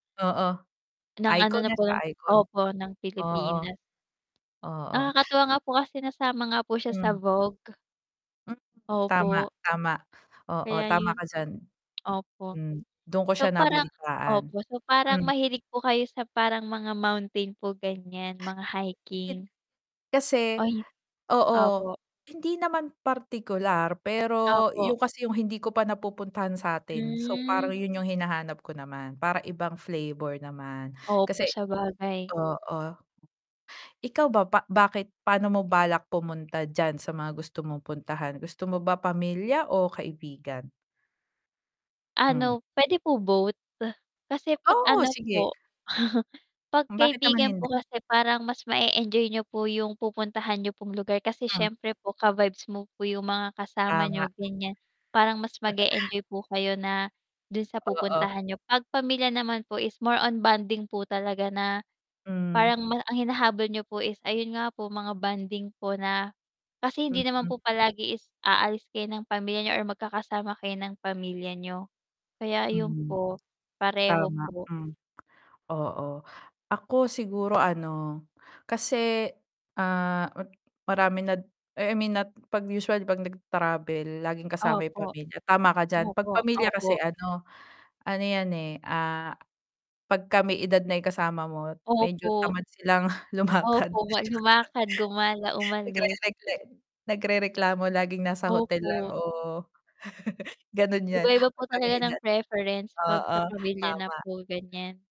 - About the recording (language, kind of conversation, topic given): Filipino, unstructured, Ano ang unang lugar na gusto mong bisitahin sa Pilipinas?
- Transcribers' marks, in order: static; distorted speech; tapping; other background noise; chuckle; chuckle; laughing while speaking: "lumakad"; laugh; laugh